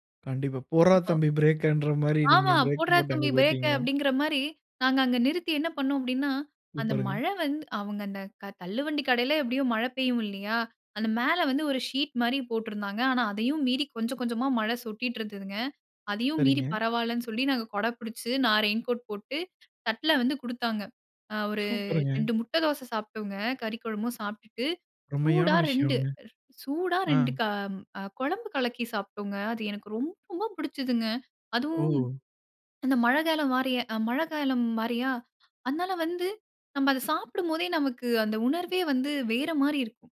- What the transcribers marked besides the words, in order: none
- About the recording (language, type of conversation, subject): Tamil, podcast, மழை நாளில் நீங்கள் சாப்பிட்ட ஒரு சிற்றுண்டியைப் பற்றி சொல்ல முடியுமா?